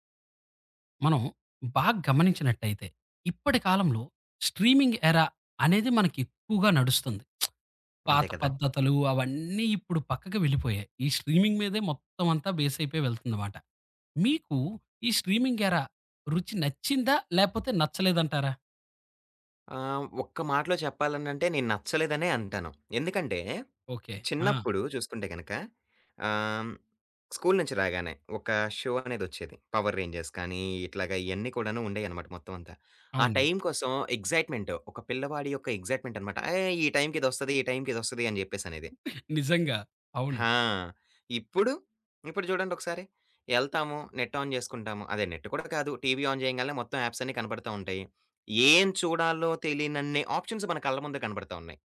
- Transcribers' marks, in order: in English: "స్ట్రీమింగ్ ఎరా"; lip smack; other background noise; in English: "స్ట్రీమింగ్"; in English: "స్ట్రీమింగ్ ఎరా"; in English: "షో"; in English: "నెట్ ఆన్"; in English: "నెట్"; tapping; in English: "ఆన్"; in English: "ఆప్షన్స్"
- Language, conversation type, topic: Telugu, podcast, స్ట్రీమింగ్ యుగంలో మీ అభిరుచిలో ఎలాంటి మార్పు వచ్చింది?